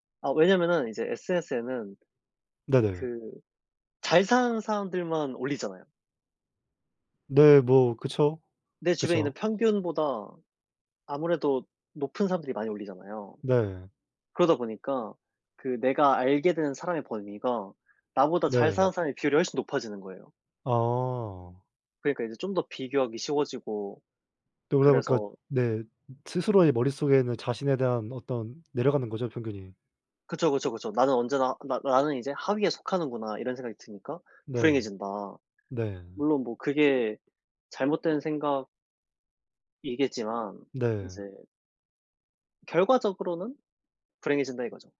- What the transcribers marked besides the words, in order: other background noise
- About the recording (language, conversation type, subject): Korean, unstructured, 돈과 행복은 어떤 관계가 있다고 생각하나요?